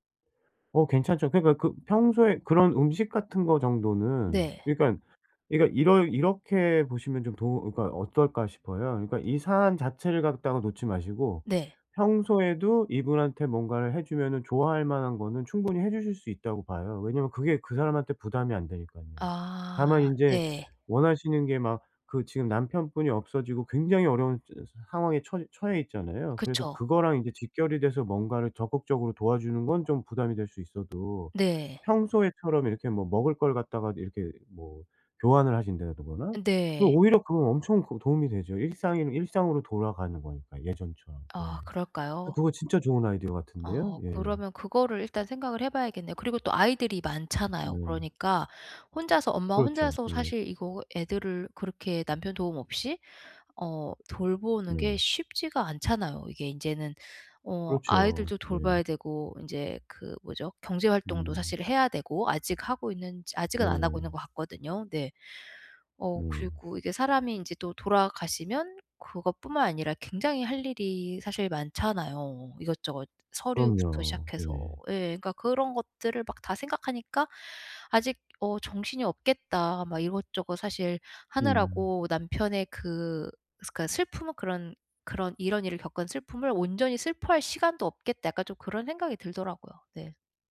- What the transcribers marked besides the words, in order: tapping; other background noise
- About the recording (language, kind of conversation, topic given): Korean, advice, 가족 변화로 힘든 사람에게 정서적으로 어떻게 지지해 줄 수 있을까요?